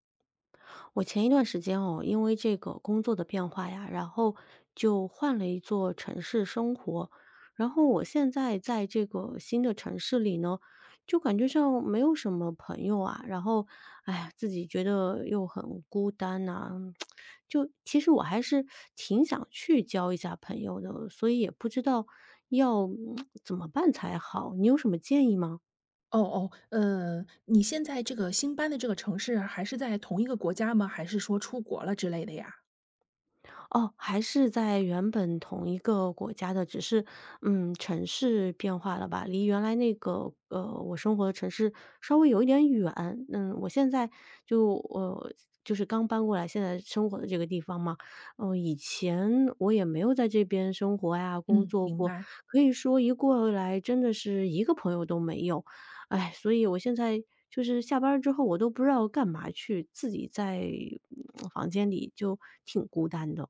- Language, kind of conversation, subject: Chinese, advice, 我在重建社交圈时遇到困难，不知道该如何结交新朋友？
- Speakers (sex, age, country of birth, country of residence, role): female, 40-44, China, France, advisor; female, 40-44, China, Spain, user
- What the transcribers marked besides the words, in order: tsk; tsk